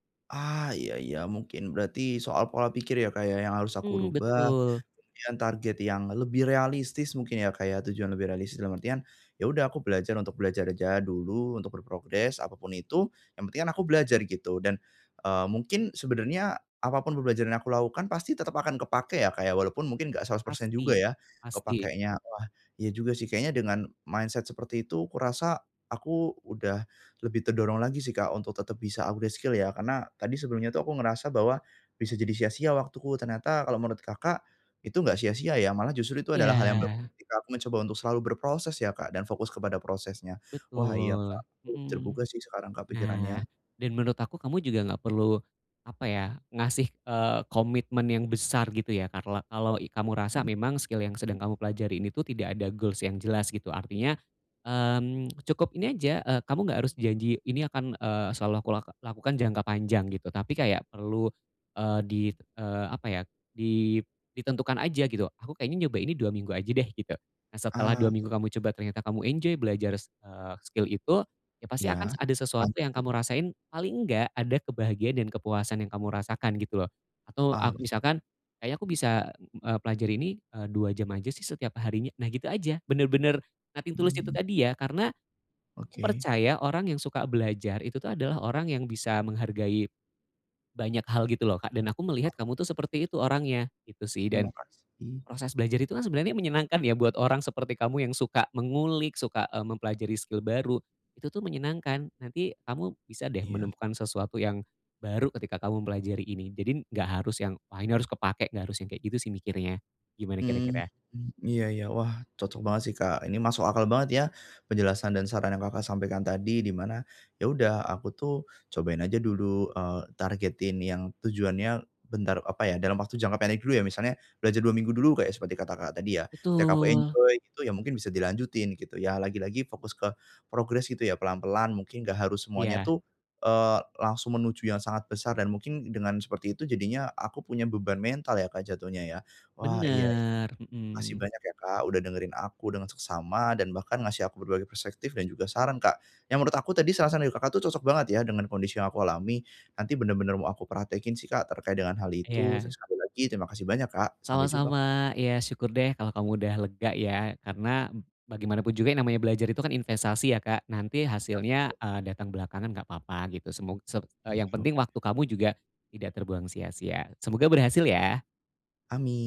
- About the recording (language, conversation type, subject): Indonesian, advice, Bagaimana cara saya tetap bertindak meski merasa sangat takut?
- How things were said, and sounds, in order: in English: "mindset"; in English: "skill"; in English: "skill"; other background noise; in English: "enjoy"; in English: "skill"; in English: "nothing to lose"; unintelligible speech; tapping; in English: "skill"; "Jadi" said as "jadin"; in English: "enjoy"; drawn out: "Benar"; unintelligible speech